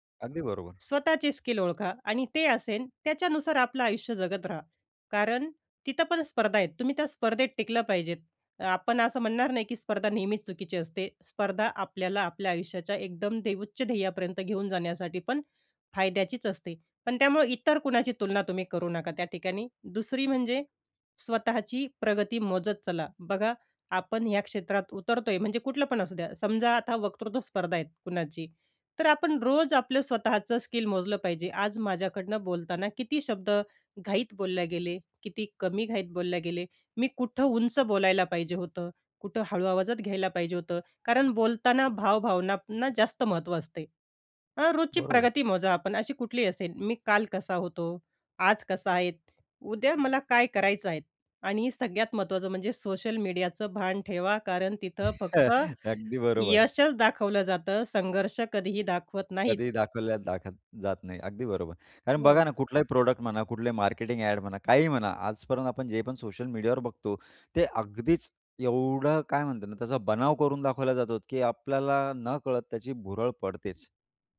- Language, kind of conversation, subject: Marathi, podcast, इतरांशी तुलना कमी करण्याचा उपाय काय आहे?
- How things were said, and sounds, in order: "असेल" said as "असेन"; "बोलले" said as "बोलल्या"; "बोलले" said as "बोलल्या"; "असेल" said as "असेन"; other background noise; chuckle; in English: "प्रॉडक्ट"; tapping